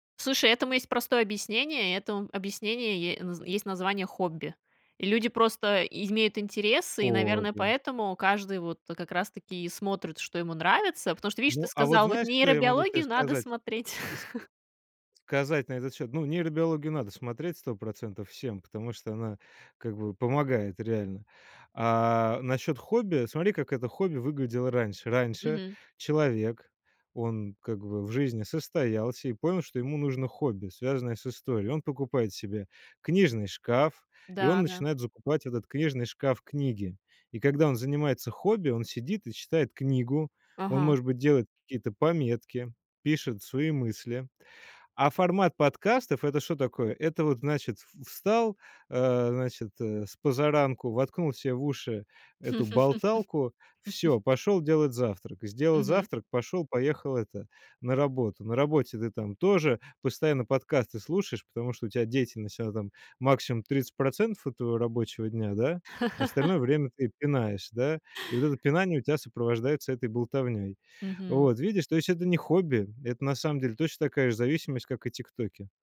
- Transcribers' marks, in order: other background noise; chuckle; laugh; laugh
- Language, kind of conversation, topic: Russian, podcast, Почему подкасты стали такими массовыми и популярными?